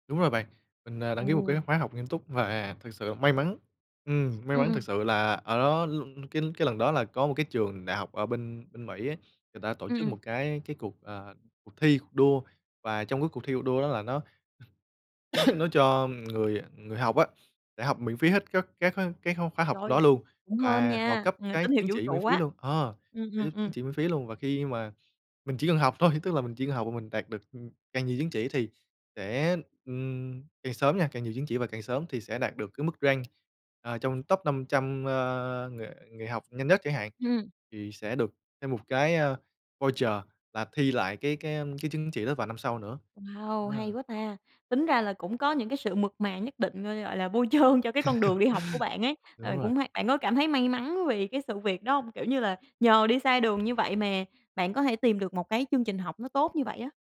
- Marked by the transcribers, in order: other noise; cough; tapping; in English: "rank"; laughing while speaking: "trơn"; laugh
- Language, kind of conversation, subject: Vietnamese, podcast, Bạn làm thế nào để biết mình đang đi đúng hướng?